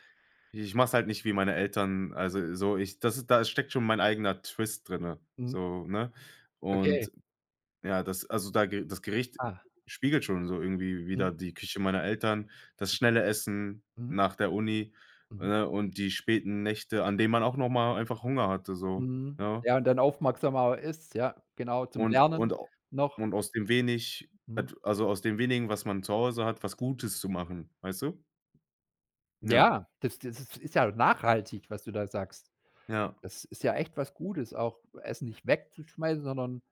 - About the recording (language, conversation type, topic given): German, podcast, Welches Gericht würde deine Lebensgeschichte erzählen?
- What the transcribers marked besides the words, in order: in English: "Twist"; other background noise